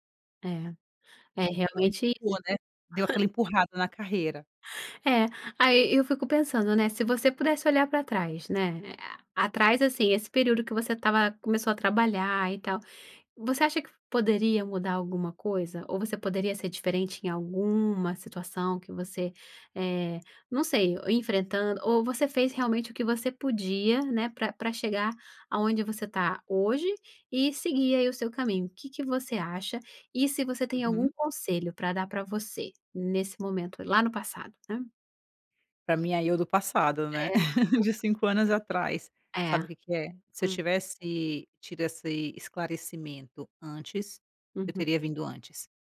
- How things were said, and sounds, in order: other noise; tapping; laugh
- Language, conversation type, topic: Portuguese, podcast, Você já tomou alguma decisão improvisada que acabou sendo ótima?